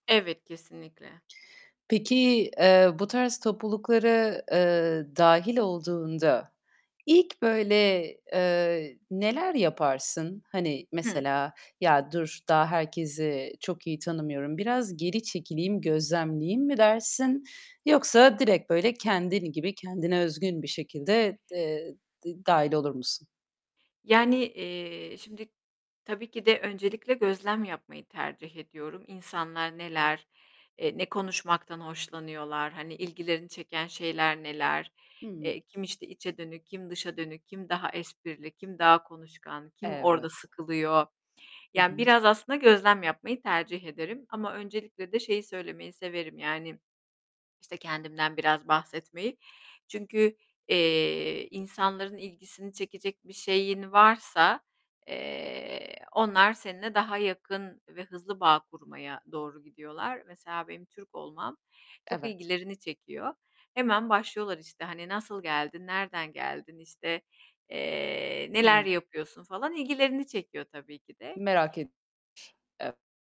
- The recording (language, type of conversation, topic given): Turkish, podcast, Yeni katılanları topluluğa dahil etmenin pratik yolları nelerdir?
- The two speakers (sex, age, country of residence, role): female, 30-34, Netherlands, host; female, 40-44, Spain, guest
- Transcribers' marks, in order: tapping; other background noise; distorted speech